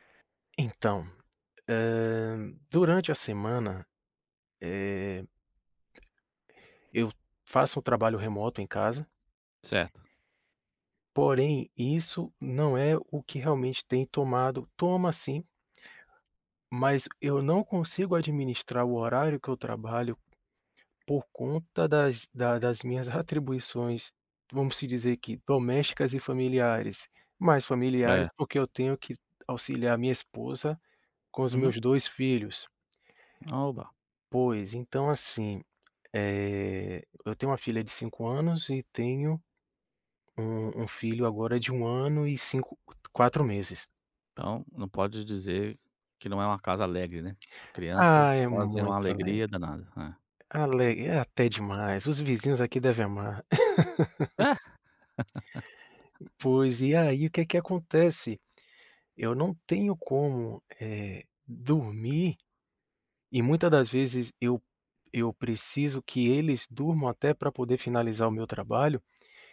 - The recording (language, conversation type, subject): Portuguese, advice, Como posso manter um horário de sono regular?
- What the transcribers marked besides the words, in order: tapping; laugh